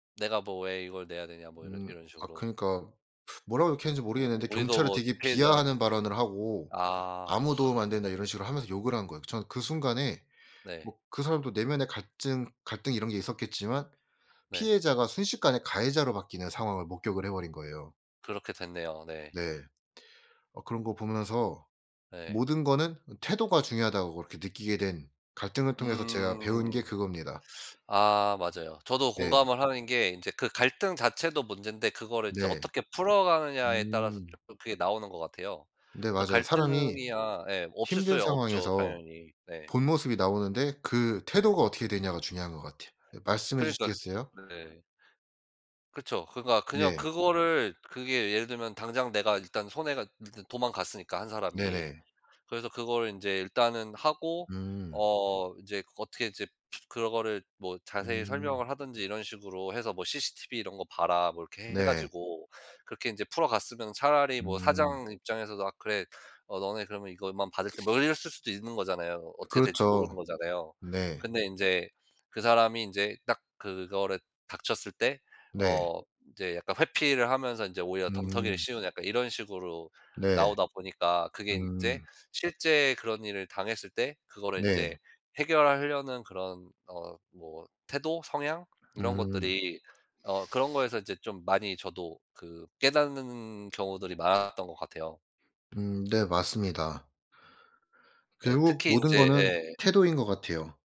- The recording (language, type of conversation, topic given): Korean, unstructured, 갈등을 겪으면서 배운 점이 있다면 무엇인가요?
- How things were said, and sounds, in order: other background noise; tapping